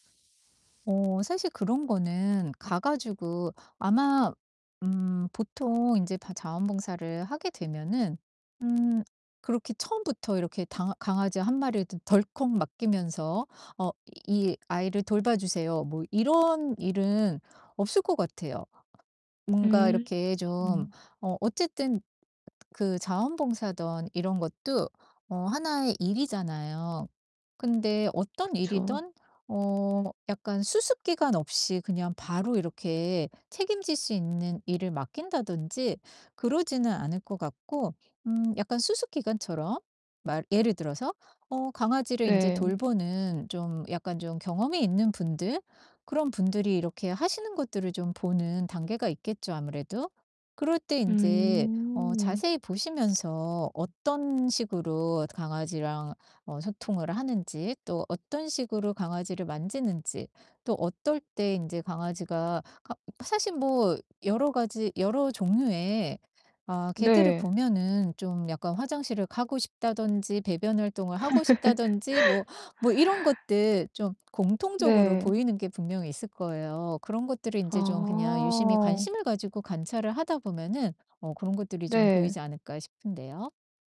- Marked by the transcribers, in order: static; other background noise; distorted speech; tapping; laugh
- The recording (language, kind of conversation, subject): Korean, advice, 자원봉사를 통해 나에게 의미 있고 잘 맞는 역할을 어떻게 찾을 수 있을까요?